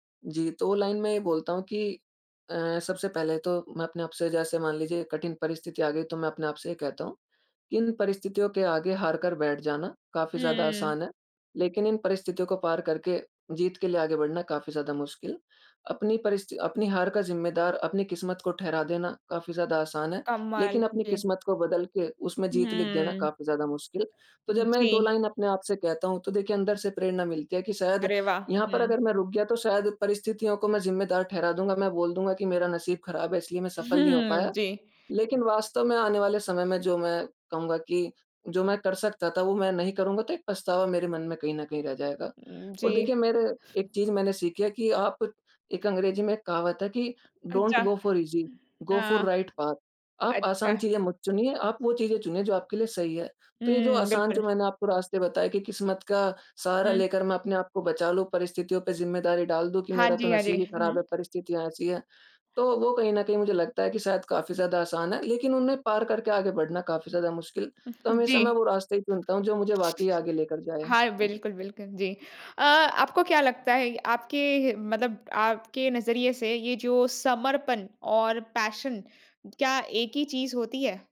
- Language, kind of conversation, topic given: Hindi, podcast, आप अपना करियर किस चीज़ के लिए समर्पित करना चाहेंगे?
- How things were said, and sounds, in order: in English: "लाइन"; in English: "लाइन"; laughing while speaking: "हुँ"; in English: "डोंट गो फोर ईज़ी, गो फोर राइट पाथ"; chuckle; other noise; in English: "पैशन"